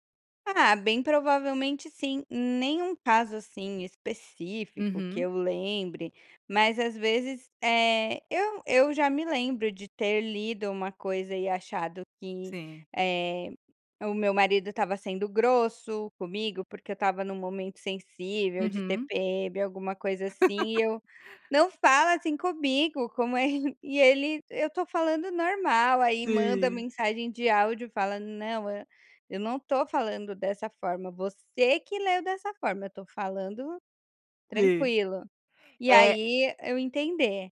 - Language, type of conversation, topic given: Portuguese, podcast, Prefere conversar cara a cara ou por mensagem?
- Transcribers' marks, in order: laugh